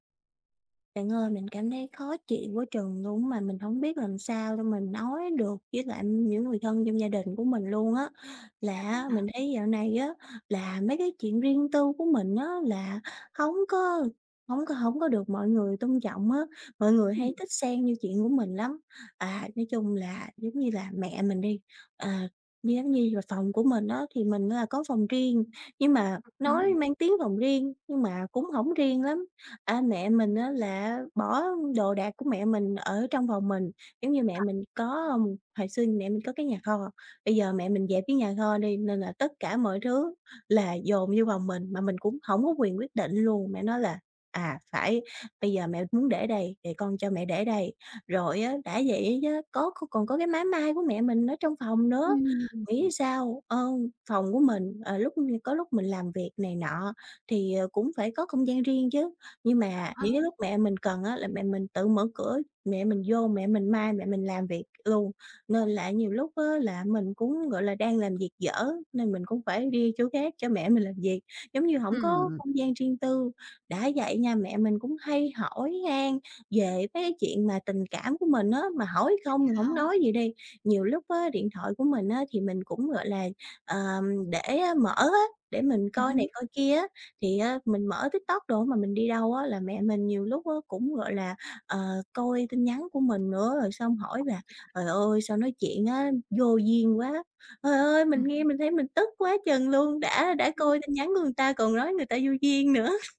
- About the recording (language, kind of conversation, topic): Vietnamese, advice, Làm sao để giữ ranh giới và bảo vệ quyền riêng tư với người thân trong gia đình mở rộng?
- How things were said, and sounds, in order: tapping; other background noise; unintelligible speech; "người" said as "ừn"